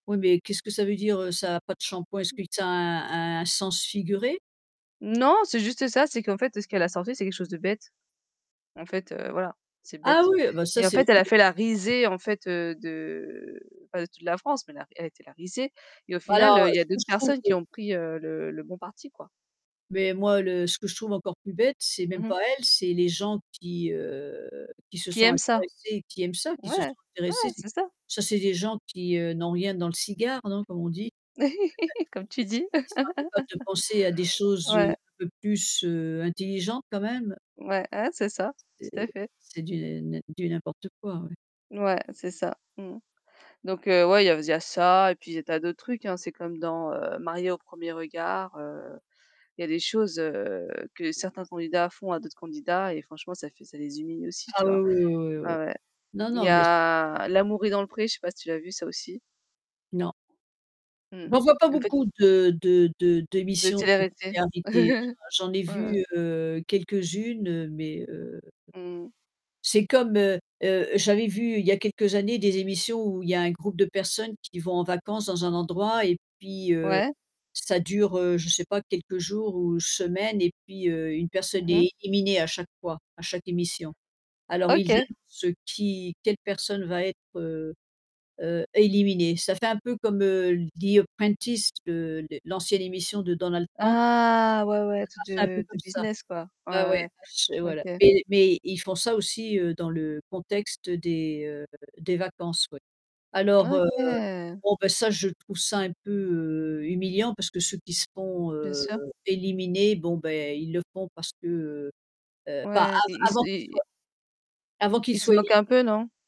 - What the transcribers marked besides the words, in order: other background noise; static; unintelligible speech; tapping; distorted speech; drawn out: "heu"; laugh; unintelligible speech; laugh; chuckle; drawn out: "OK"
- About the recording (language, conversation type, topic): French, unstructured, Que penses-tu des émissions de télé-réalité qui humilient leurs participants ?